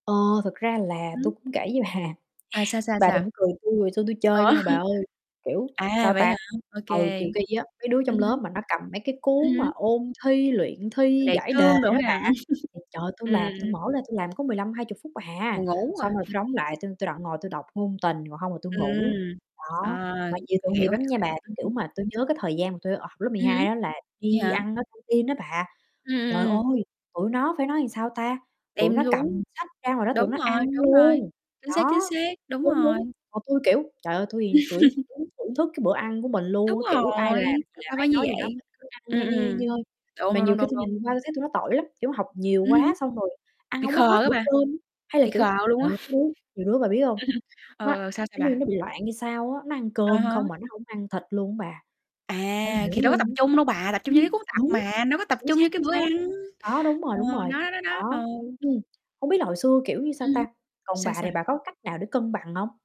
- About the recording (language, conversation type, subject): Vietnamese, unstructured, Bạn nghĩ gì về việc học quá nhiều ở trường?
- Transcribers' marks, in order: tapping; other background noise; distorted speech; laughing while speaking: "bà"; chuckle; chuckle; chuckle; "làm" said as "ừn"; "xuống" said as "thuống"; laugh; chuckle